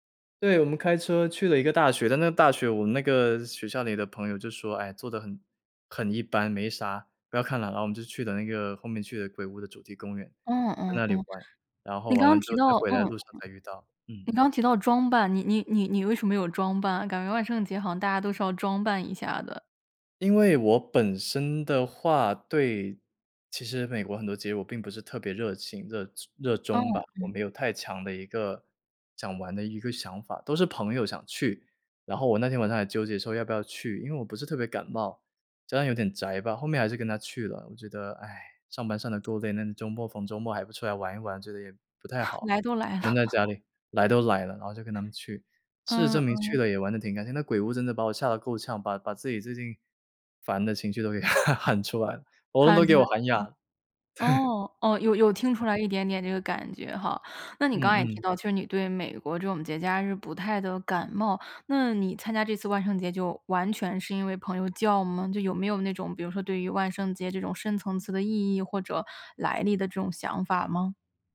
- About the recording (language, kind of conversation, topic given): Chinese, podcast, 有没有哪次当地节庆让你特别印象深刻？
- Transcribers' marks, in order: chuckle; other background noise; laugh; laughing while speaking: "对"; other noise